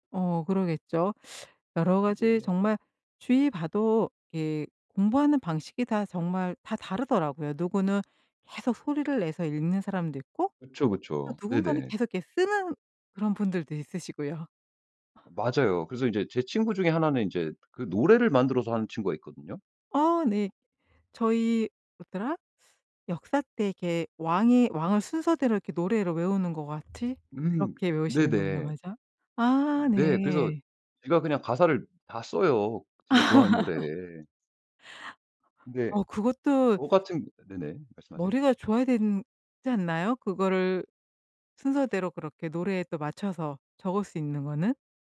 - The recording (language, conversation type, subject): Korean, podcast, 효과적으로 복습하는 방법은 무엇인가요?
- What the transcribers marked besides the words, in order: teeth sucking; other background noise; tapping; laughing while speaking: "지가 좋아하는 노래에"; laugh